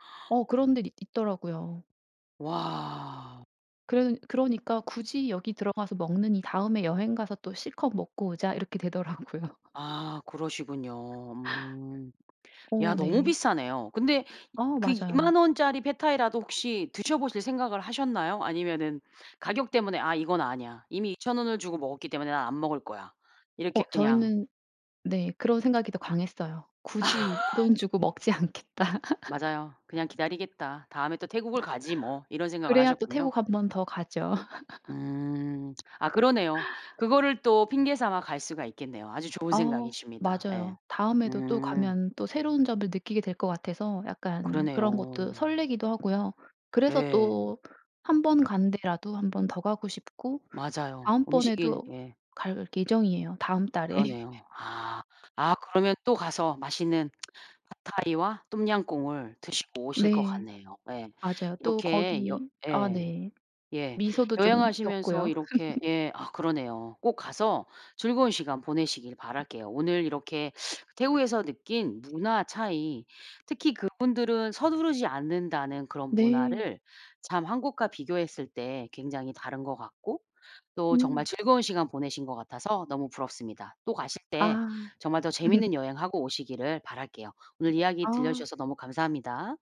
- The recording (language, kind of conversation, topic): Korean, podcast, 여행하며 느낀 문화 차이를 들려주실 수 있나요?
- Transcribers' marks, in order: tapping; laughing while speaking: "되더라고요"; laugh; laugh; other background noise; laughing while speaking: "않겠다.'"; laugh; laugh; laugh; lip smack; laugh; laugh